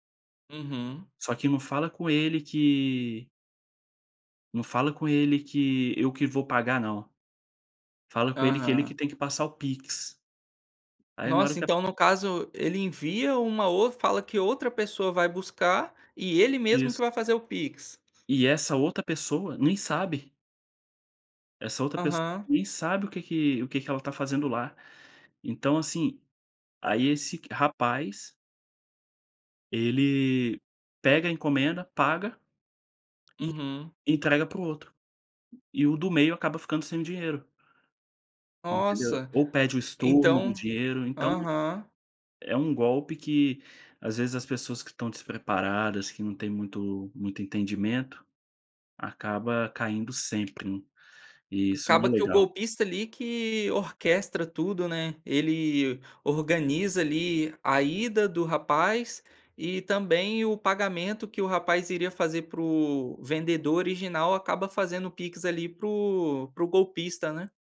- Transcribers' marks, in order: tapping
- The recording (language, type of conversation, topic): Portuguese, podcast, Como a tecnologia mudou o seu dia a dia?